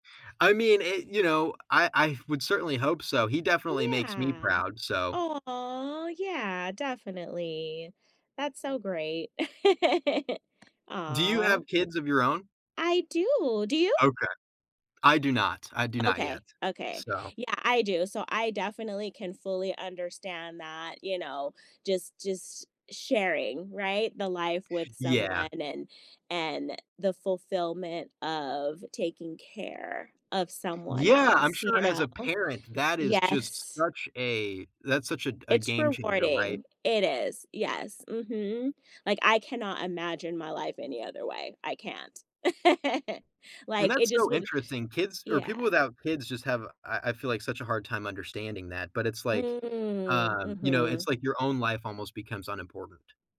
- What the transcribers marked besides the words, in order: laugh; other background noise; tapping; laugh; drawn out: "Mm"
- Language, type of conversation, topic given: English, unstructured, What do you wish you'd started sooner?
- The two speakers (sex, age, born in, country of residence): female, 40-44, United States, United States; male, 25-29, United States, United States